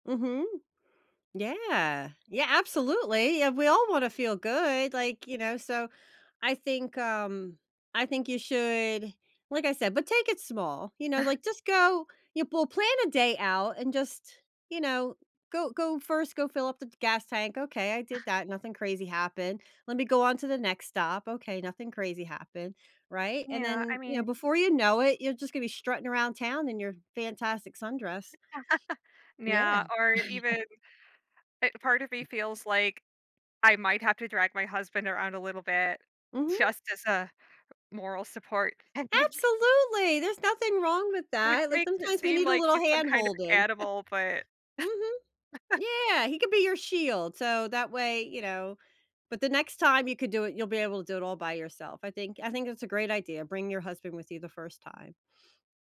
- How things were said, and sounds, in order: other background noise; tapping; chuckle; chuckle; laughing while speaking: "thing"; joyful: "Absolutely. There's nothing wrong with that"; chuckle
- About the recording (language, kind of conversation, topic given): English, advice, How can I celebrate my achievement and use it to build confidence for future goals?